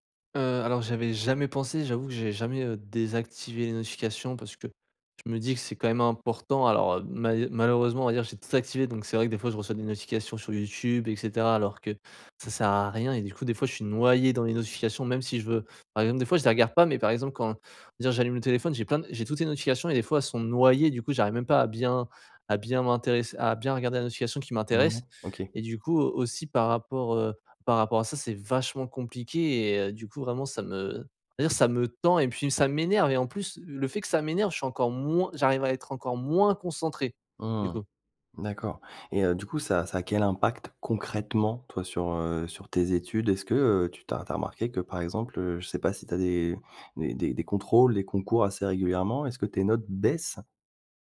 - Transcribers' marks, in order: other background noise; stressed: "noyé"; stressed: "noyées"; stressed: "vachement"; stressed: "baissent"
- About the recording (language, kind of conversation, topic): French, advice, Comment les distractions constantes de votre téléphone vous empêchent-elles de vous concentrer ?